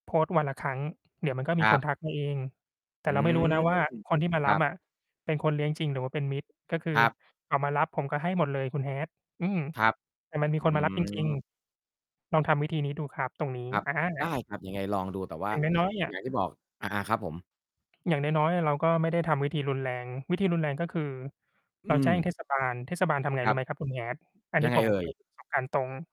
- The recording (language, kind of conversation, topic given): Thai, unstructured, สัตว์จรจัดส่งผลกระทบต่อชุมชนอย่างไรบ้าง?
- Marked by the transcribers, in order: distorted speech; other background noise